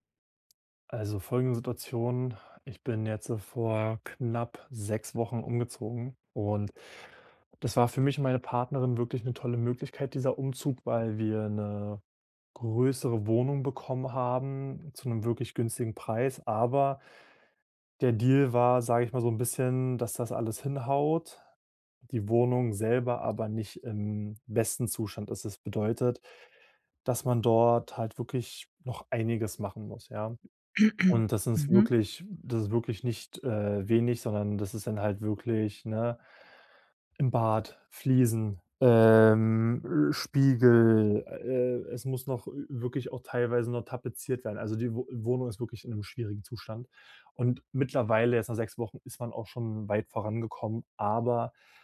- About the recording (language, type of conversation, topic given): German, advice, Wie kann ich Ruhe finden, ohne mich schuldig zu fühlen, wenn ich weniger leiste?
- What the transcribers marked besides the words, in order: throat clearing